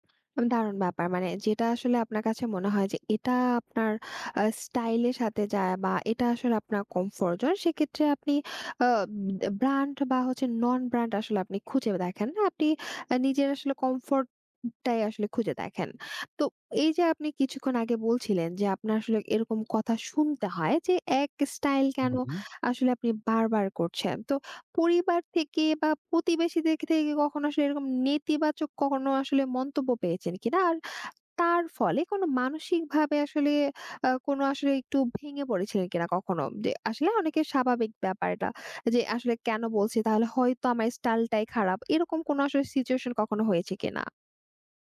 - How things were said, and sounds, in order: in English: "কমফোর্ট জোন"; "সেক্ষেত্রে" said as "সেকেত্রে"; other background noise; "পেয়েছেন" said as "পেয়েচেন"; in English: "সিচুয়েশন"
- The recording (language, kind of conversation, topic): Bengali, podcast, স্টাইল বদলানোর ভয় কীভাবে কাটিয়ে উঠবেন?
- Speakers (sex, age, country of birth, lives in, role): female, 20-24, Bangladesh, Bangladesh, host; male, 20-24, Bangladesh, Bangladesh, guest